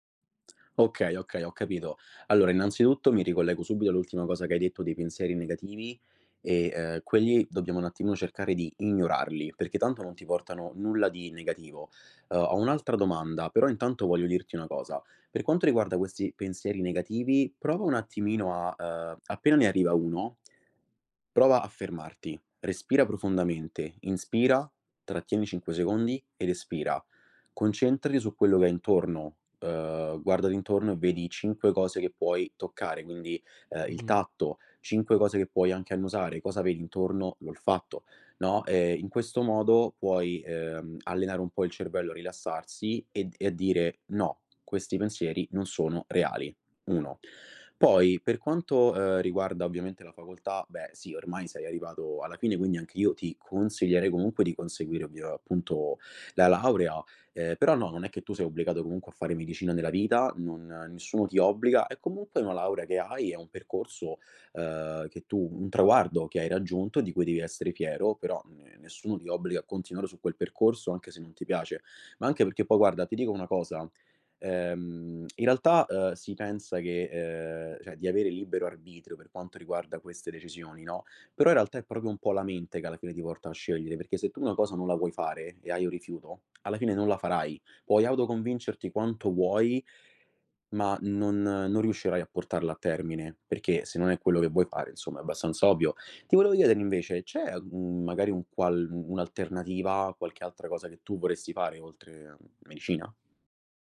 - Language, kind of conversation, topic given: Italian, advice, Come posso mantenere un ritmo produttivo e restare motivato?
- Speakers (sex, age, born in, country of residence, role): male, 25-29, Italy, Italy, advisor; male, 25-29, Italy, Italy, user
- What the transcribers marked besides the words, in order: "cioè" said as "ceh"; "proprio" said as "propio"; other background noise